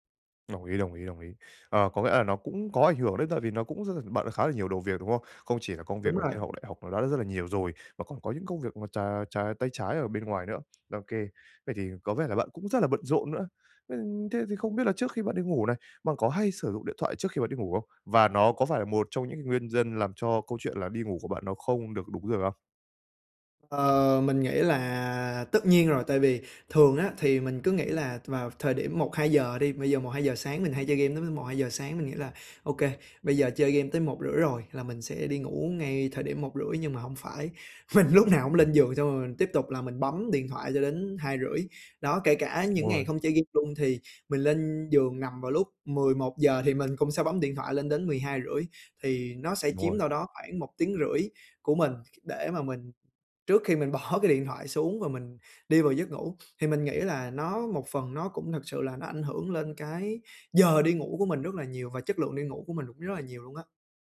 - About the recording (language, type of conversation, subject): Vietnamese, advice, Làm thế nào để duy trì lịch ngủ ổn định mỗi ngày?
- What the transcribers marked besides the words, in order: other background noise; tapping; laughing while speaking: "mình"